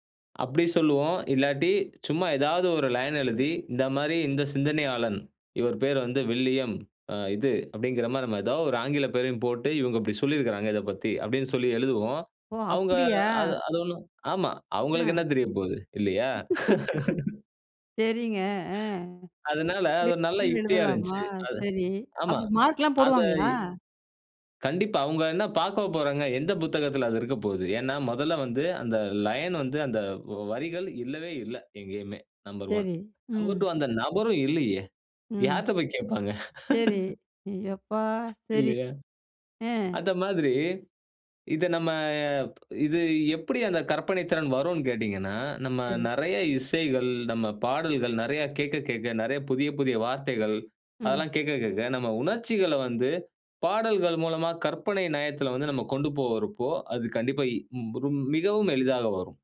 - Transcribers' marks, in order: surprised: "ஓ! அப்டியா?"; laugh; other background noise; in English: "நம்பர் ஒன். நம்பர் டூ"; tapping; laugh
- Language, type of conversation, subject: Tamil, podcast, ஒரு பாடல் பழைய நினைவுகளை எழுப்பும்போது உங்களுக்குள் என்ன மாதிரி உணர்வுகள் ஏற்படுகின்றன?